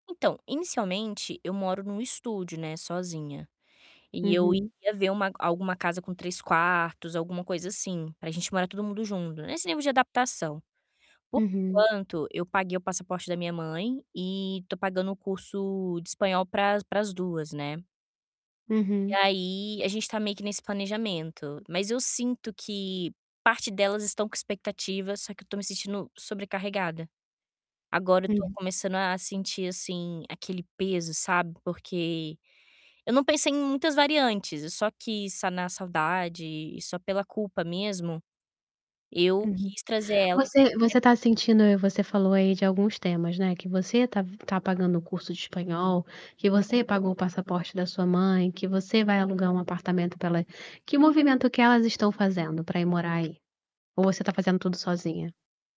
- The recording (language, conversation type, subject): Portuguese, advice, Como posso lidar com a sensação de estar sobrecarregado por metas grandes e complexas?
- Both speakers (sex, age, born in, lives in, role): female, 25-29, Brazil, Spain, user; female, 35-39, Brazil, Portugal, advisor
- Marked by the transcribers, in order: distorted speech; static; tapping; other background noise; unintelligible speech